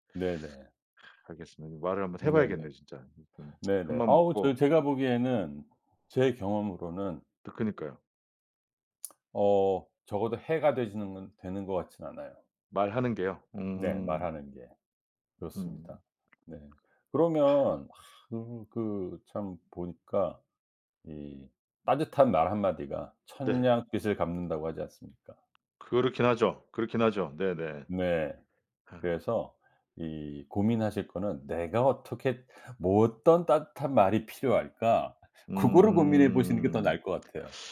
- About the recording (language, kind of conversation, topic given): Korean, advice, 일과 삶의 경계를 다시 세우는 연습이 필요하다고 느끼는 이유는 무엇인가요?
- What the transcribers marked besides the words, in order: sigh; other background noise